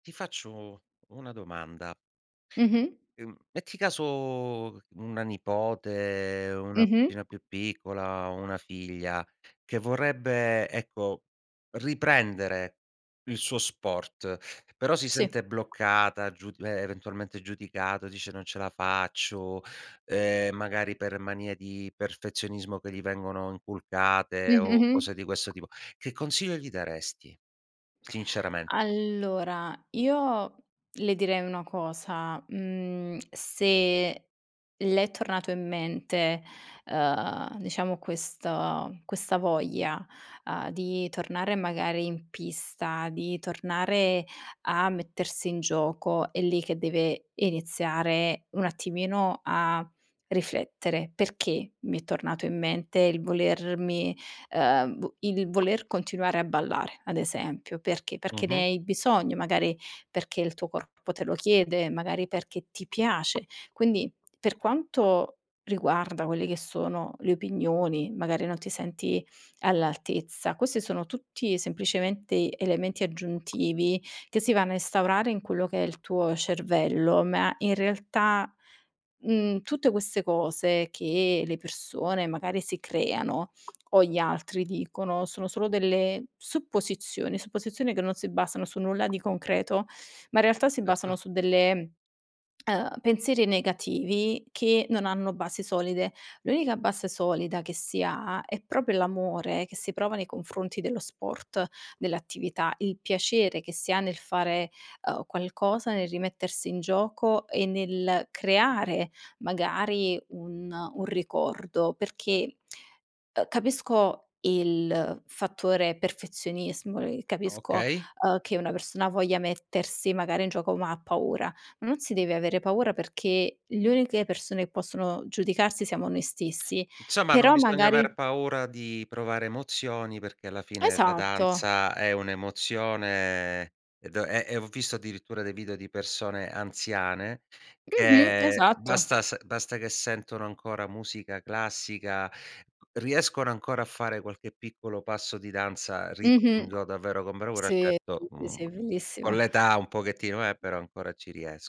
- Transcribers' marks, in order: tapping; other background noise; "instaurare" said as "istaurare"; "proprio" said as "propio"; "Insomma" said as "nzomma"; unintelligible speech
- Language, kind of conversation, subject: Italian, podcast, Che emozioni provi quando riscopri un vecchio interesse?